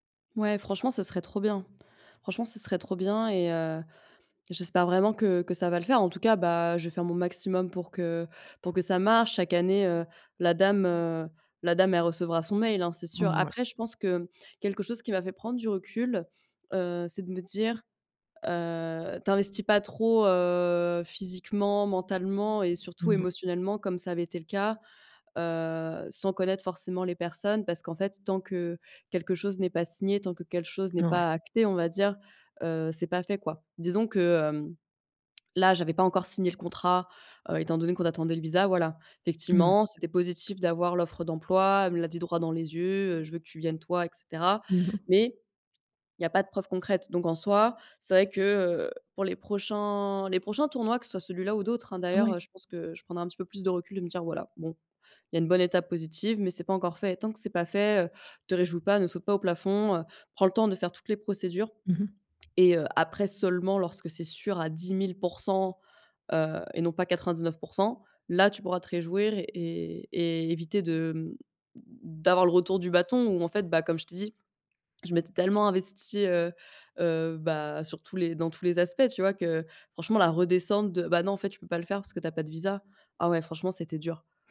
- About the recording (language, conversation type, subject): French, advice, Comment accepter l’échec sans se décourager et en tirer des leçons utiles ?
- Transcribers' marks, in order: none